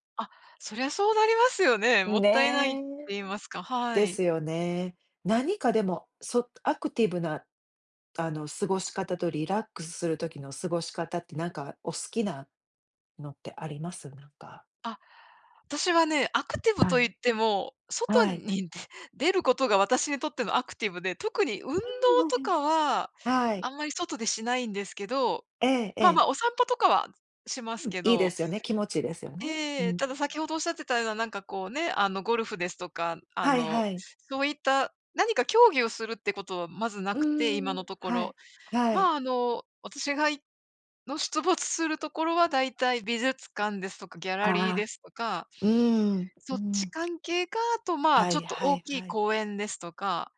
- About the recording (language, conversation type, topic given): Japanese, unstructured, 休日はアクティブに過ごすのとリラックスして過ごすのと、どちらが好きですか？
- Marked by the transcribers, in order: none